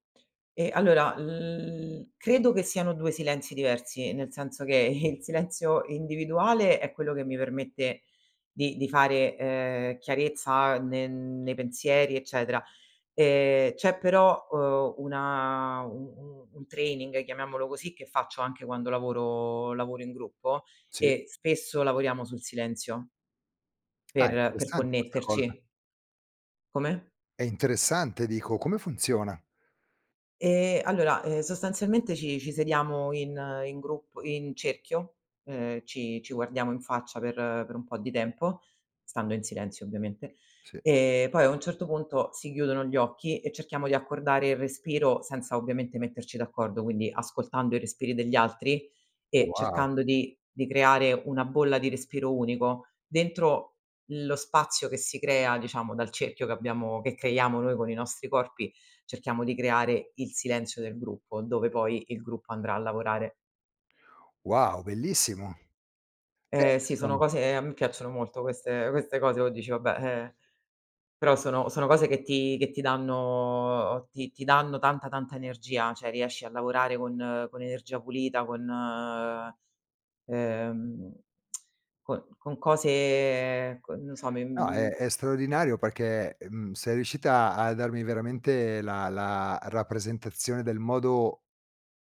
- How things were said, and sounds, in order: laughing while speaking: "il"; tapping; "cioè" said as "ceh"; lip smack
- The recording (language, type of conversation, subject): Italian, podcast, Che ruolo ha il silenzio nella tua creatività?